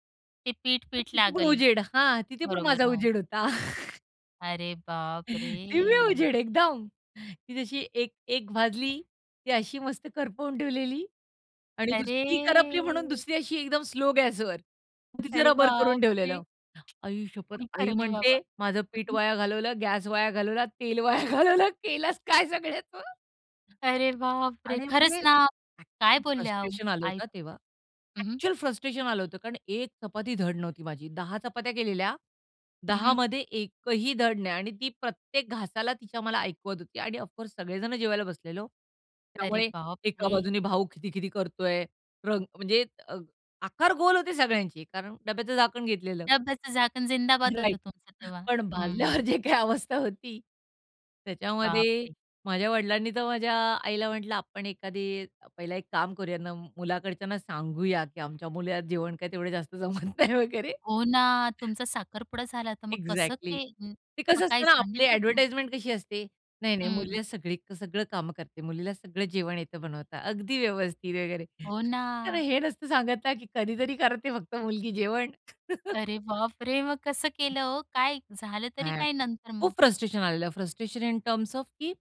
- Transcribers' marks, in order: other background noise; laugh; laughing while speaking: "दिव्य उजेड एकदम"; tapping; drawn out: "अरे!"; laughing while speaking: "तेल वाया घालवलं, केलंस काय सगळ्याच"; in English: "एक्चुअल"; in English: "ऑफ कोर्स"; in English: "राइट"; laughing while speaking: "भाजल्यावर जे काही अवस्था होती"; laughing while speaking: "जमत नाही वगैरे"; in English: "एक्झॅक्टली"; anticipating: "अरे बाप रे! मग कसं … काय, नंतर मग?"; laugh; in English: "इन टर्म्स ऑफ"
- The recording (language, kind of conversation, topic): Marathi, podcast, अपयशानंतर तुम्ही आत्मविश्वास पुन्हा कसा मिळवला?